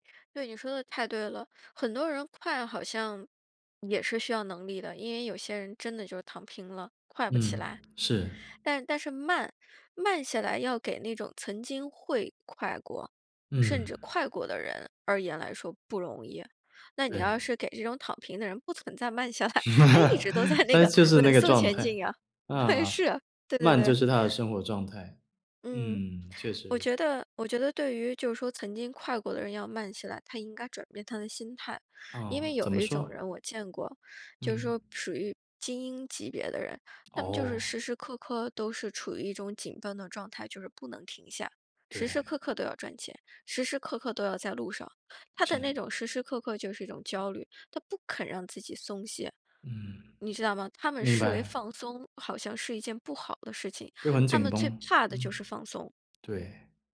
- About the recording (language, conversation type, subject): Chinese, podcast, 你怎么知道自己需要慢下来？
- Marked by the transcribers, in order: laughing while speaking: "下来"; laugh; laughing while speaking: "在"; chuckle